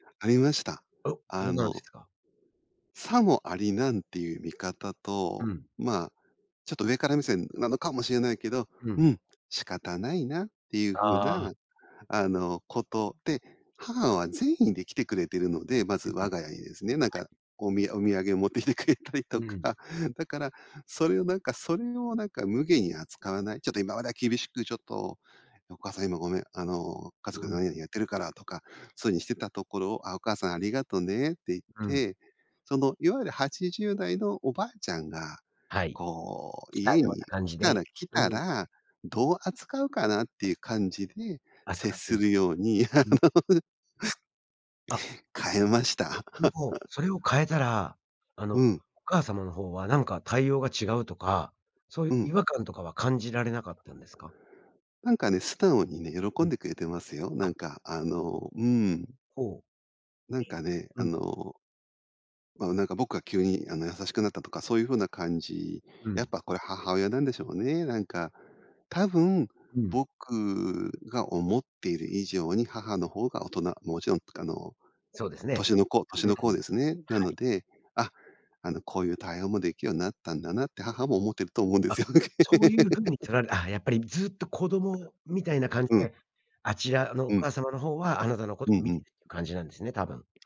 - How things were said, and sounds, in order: laughing while speaking: "お土産持ってきてくれたりとか"; laughing while speaking: "あの"; laugh; laugh; other noise
- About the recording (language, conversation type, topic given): Japanese, podcast, 親との価値観の違いを、どのように乗り越えましたか？